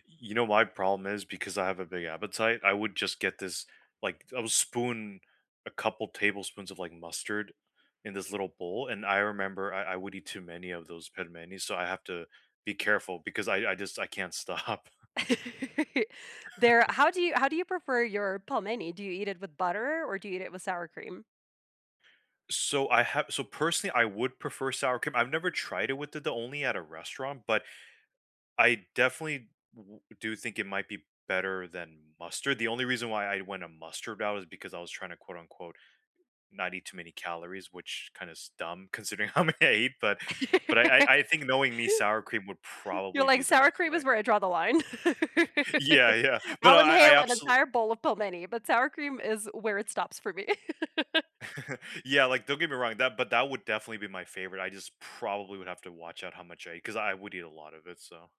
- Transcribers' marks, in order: laughing while speaking: "stop"; chuckle; laugh; chuckle; laughing while speaking: "how many I eat"; laugh; laugh; laugh; chuckle
- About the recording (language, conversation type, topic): English, unstructured, What role does food play in cultural traditions?
- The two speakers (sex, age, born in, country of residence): female, 35-39, Russia, United States; male, 35-39, United States, United States